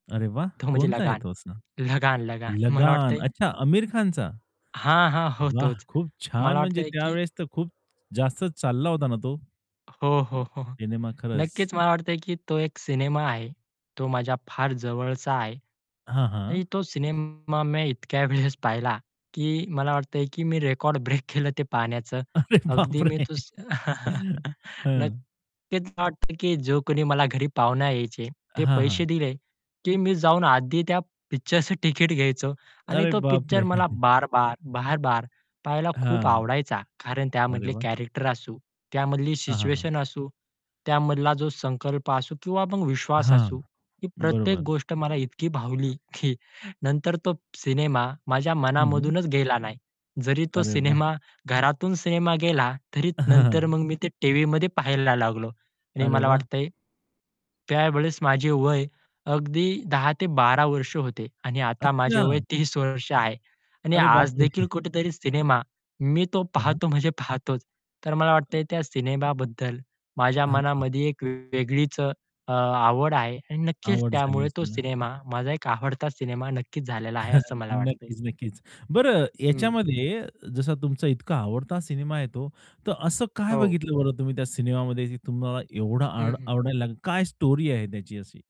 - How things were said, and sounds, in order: tapping; stressed: "लगान"; static; other background noise; distorted speech; laughing while speaking: "वेळेस"; laughing while speaking: "ब्रेक"; laughing while speaking: "अरे बापरे"; chuckle; chuckle; in English: "कॅरेक्टर"; other noise; laughing while speaking: "की"; mechanical hum; laughing while speaking: "सिनेमा"; laughing while speaking: "हं, हं"; laughing while speaking: "पाहतो म्हणजे पाहतोच"; chuckle
- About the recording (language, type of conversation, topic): Marathi, podcast, तुझ्या आवडत्या सिनेमाबद्दल थोडक्यात सांगशील का?